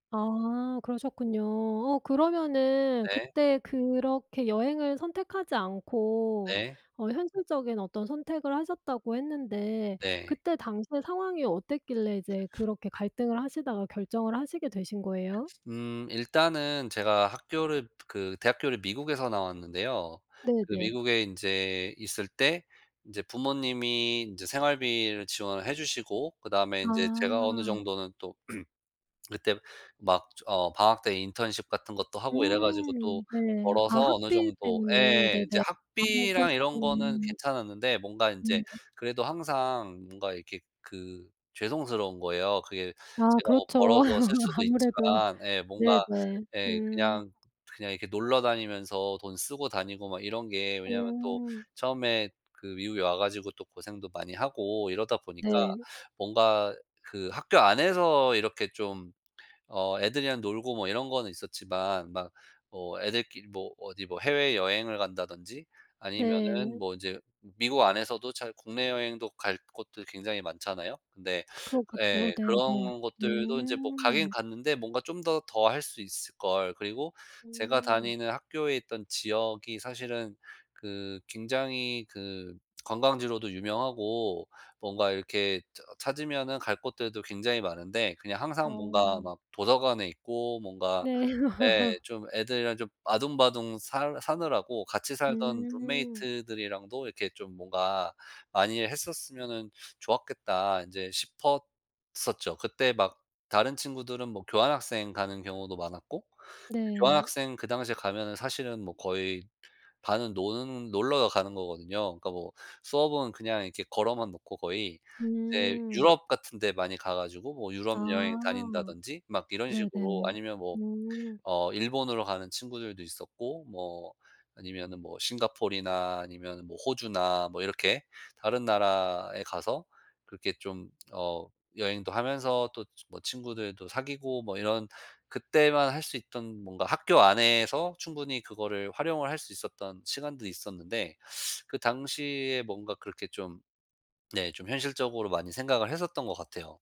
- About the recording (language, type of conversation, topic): Korean, podcast, 당신이 가장 후회하는 선택은 무엇인가요?
- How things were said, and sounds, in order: other background noise; throat clearing; lip smack; background speech; laugh; teeth sucking; laugh; teeth sucking